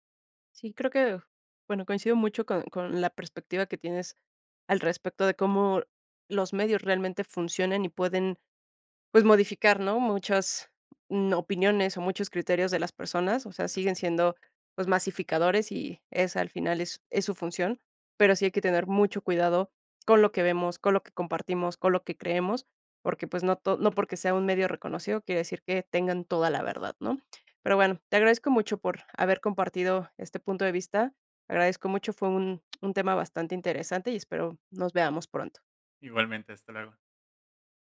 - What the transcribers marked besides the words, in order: none
- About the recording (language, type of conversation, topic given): Spanish, podcast, ¿Qué papel tienen los medios en la creación de héroes y villanos?